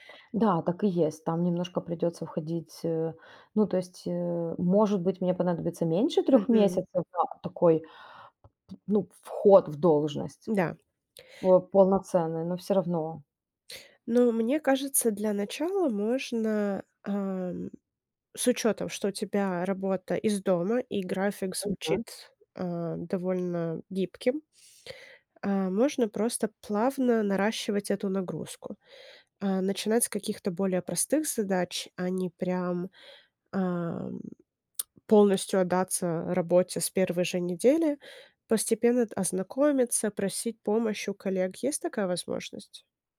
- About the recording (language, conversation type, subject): Russian, advice, Как справиться с неуверенностью при возвращении к привычному рабочему ритму после отпуска?
- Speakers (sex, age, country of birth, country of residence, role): female, 30-34, Ukraine, United States, advisor; female, 40-44, Ukraine, Italy, user
- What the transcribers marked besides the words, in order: tapping